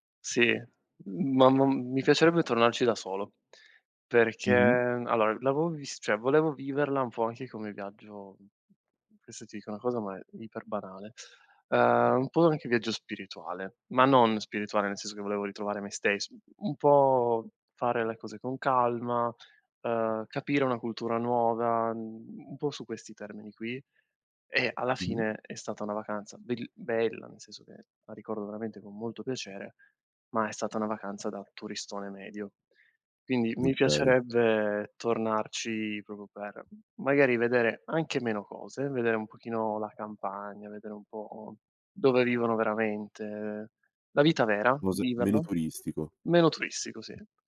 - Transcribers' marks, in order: "proprio" said as "propo"; other background noise
- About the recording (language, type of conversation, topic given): Italian, podcast, Quale città o paese ti ha fatto pensare «tornerò qui» e perché?